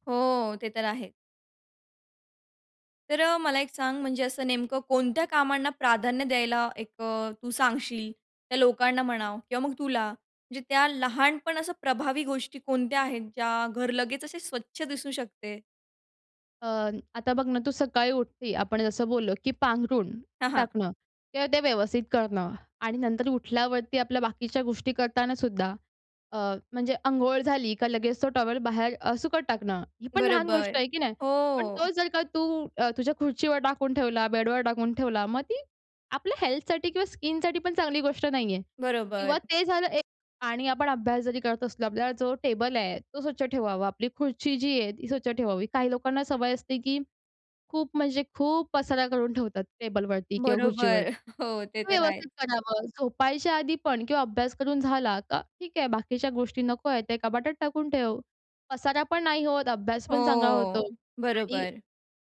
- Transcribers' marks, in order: in English: "हेल्थसाठी"; in English: "स्किनसाठी"; laughing while speaking: "बरोबर. हो, ते तर आहेच"
- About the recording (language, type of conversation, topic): Marathi, podcast, दररोजच्या कामासाठी छोटा स्वच्छता दिनक्रम कसा असावा?